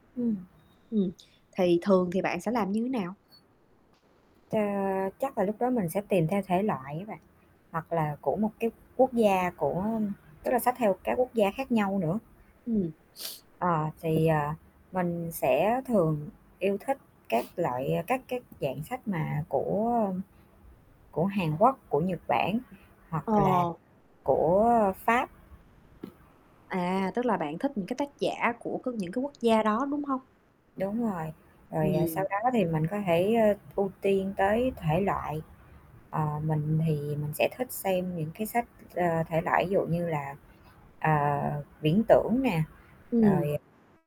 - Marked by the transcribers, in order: static; tapping; other background noise; sniff; distorted speech
- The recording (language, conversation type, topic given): Vietnamese, unstructured, Bạn chọn sách để đọc như thế nào?